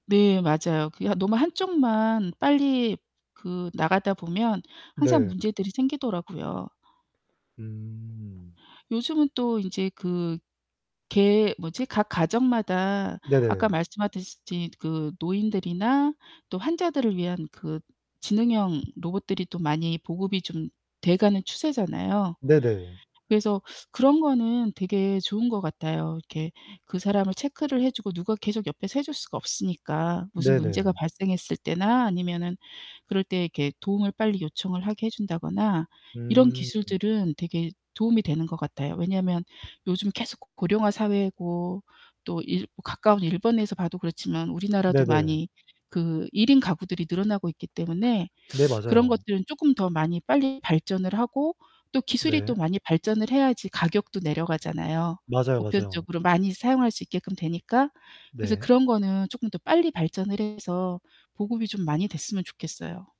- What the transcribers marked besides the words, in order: tapping; distorted speech; other background noise
- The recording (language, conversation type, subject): Korean, unstructured, 기술이 가져다준 편리함 중에서 가장 마음에 드는 것은 무엇인가요?